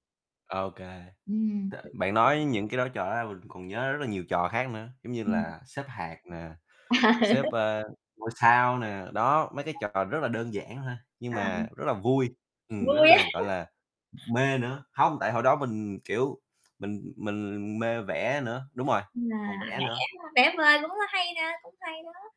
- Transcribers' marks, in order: tapping; laugh; other background noise; distorted speech; chuckle
- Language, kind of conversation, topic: Vietnamese, unstructured, Nếu không có máy chơi game, bạn sẽ giải trí vào cuối tuần như thế nào?